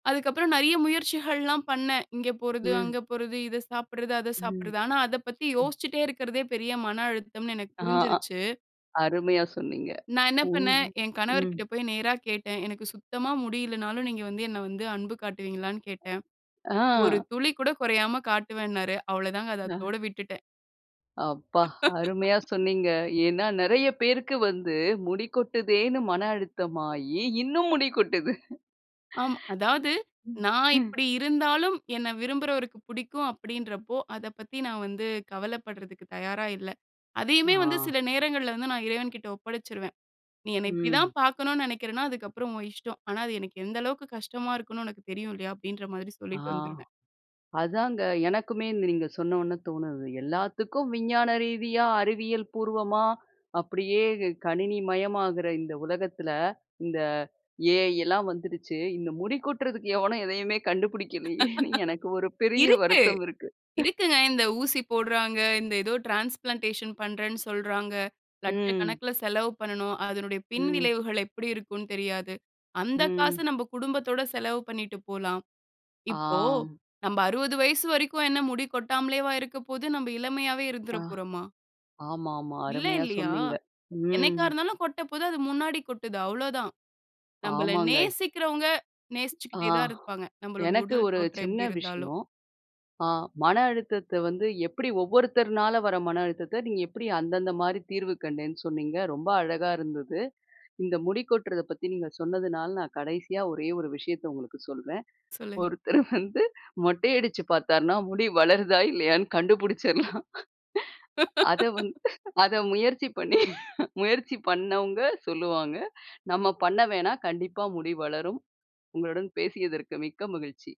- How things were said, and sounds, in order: other background noise; laugh; laughing while speaking: "கொட்டுது"; other noise; laughing while speaking: "கண்டுபுடிக்கிலியேன்னு எனக்கு ஒரு பெரிய வருத்தம் இருக்கு"; laugh; in English: "டிரான்ஸ்ப்ளான்டேஷன்"; laughing while speaking: "வந்து"; laughing while speaking: "கண்டுபுடிச்சுறலாம்"; chuckle
- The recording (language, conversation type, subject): Tamil, podcast, மனஅழுத்தத்தை சமாளிக்க நீங்க என்ன செய்கிறீர்கள்?